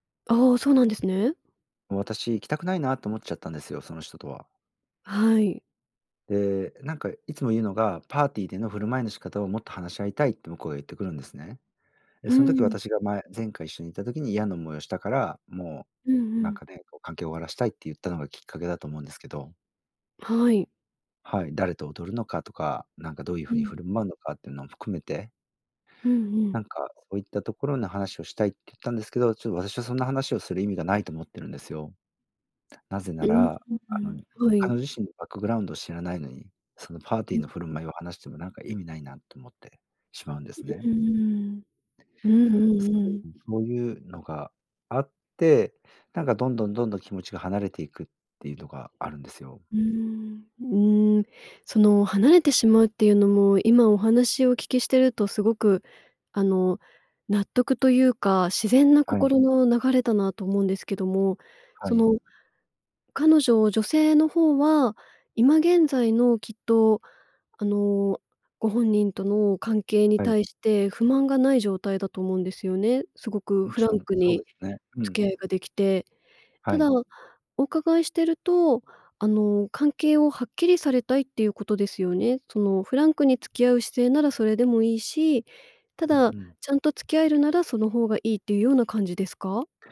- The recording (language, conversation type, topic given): Japanese, advice, 冷めた関係をどう戻すか悩んでいる
- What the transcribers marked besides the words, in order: unintelligible speech